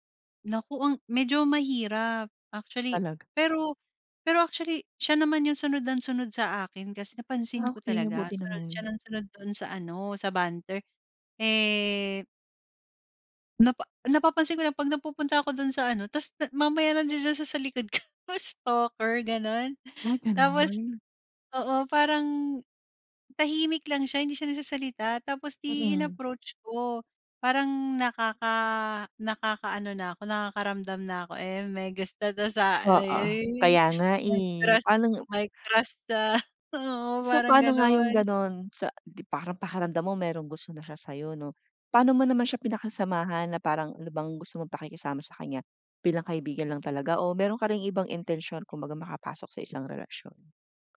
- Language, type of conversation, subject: Filipino, podcast, Paano nakatulong ang pagtawag na may bidyo sa relasyon mo?
- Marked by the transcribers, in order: other background noise; laughing while speaking: "ko"; tapping